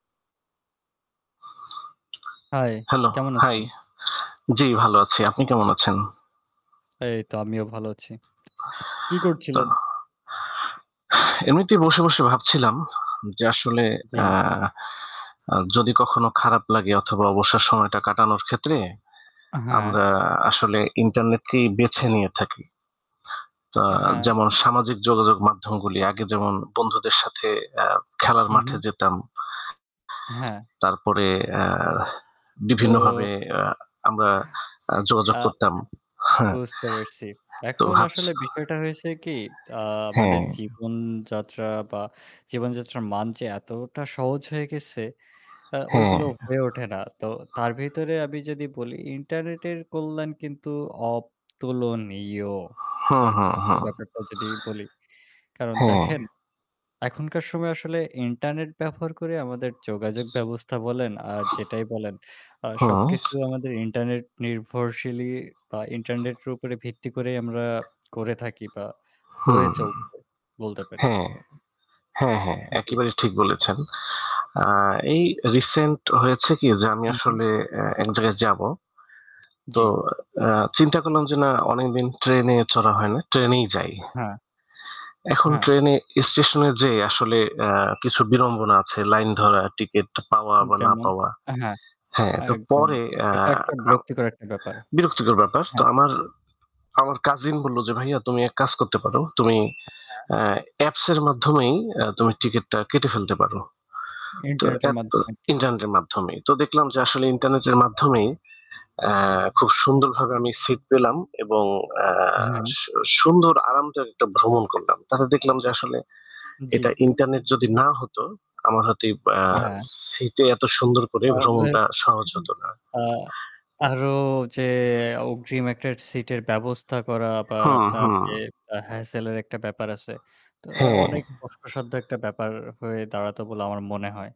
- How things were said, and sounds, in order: other background noise; static; tapping; other noise; stressed: "অতুলনীয়"; "নির্ভরশীল" said as "নির্ভরশীলি"; distorted speech; horn
- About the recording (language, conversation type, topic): Bengali, unstructured, ইন্টারনেট ছাড়া জীবন কেমন হতে পারে?